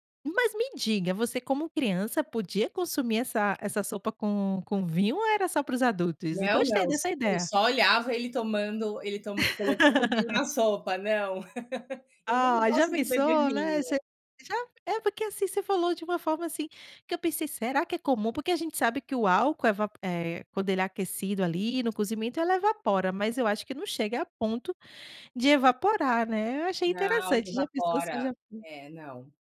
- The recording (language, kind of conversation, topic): Portuguese, podcast, Quais comidas da sua cultura te conectam às suas raízes?
- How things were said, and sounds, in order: laugh; laugh